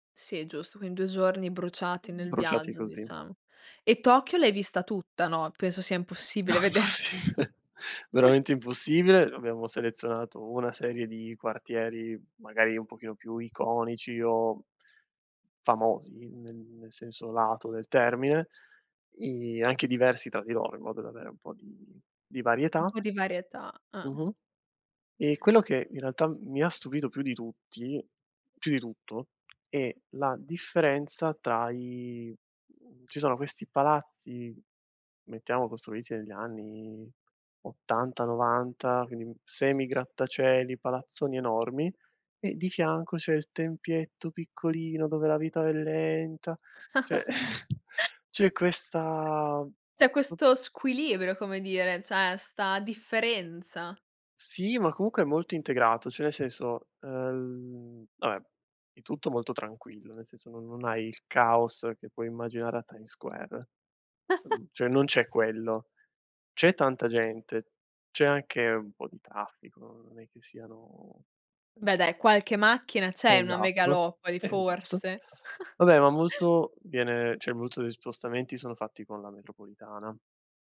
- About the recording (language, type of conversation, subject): Italian, podcast, Hai mai fatto un viaggio che ti ha sorpreso completamente?
- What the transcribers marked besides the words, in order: "Quindi" said as "quin"; other background noise; chuckle; laughing while speaking: "vederla"; chuckle; put-on voice: "tempietto piccolino, dove la vita è lenta"; chuckle; "cioè" said as "ceh"; chuckle; "senso" said as "seso"; "vabbè" said as "abè"; giggle; "cioè" said as "ceh"; other noise; "cioè" said as "ceh"; chuckle